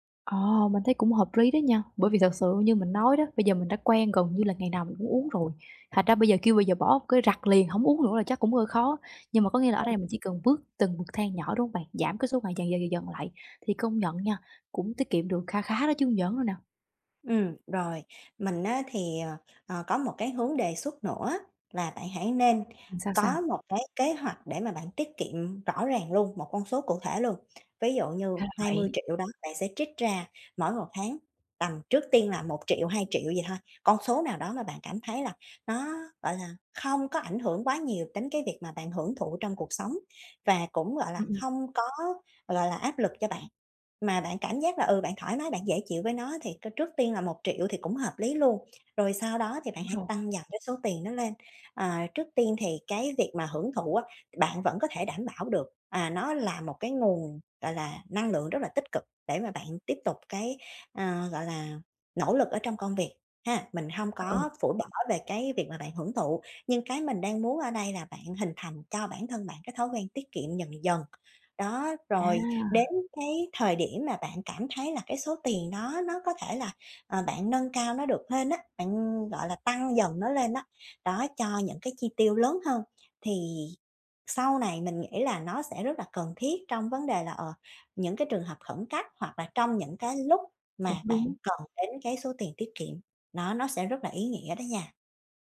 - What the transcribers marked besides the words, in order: tapping; unintelligible speech; other background noise
- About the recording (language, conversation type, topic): Vietnamese, advice, Làm sao để cân bằng giữa việc hưởng thụ hiện tại và tiết kiệm dài hạn?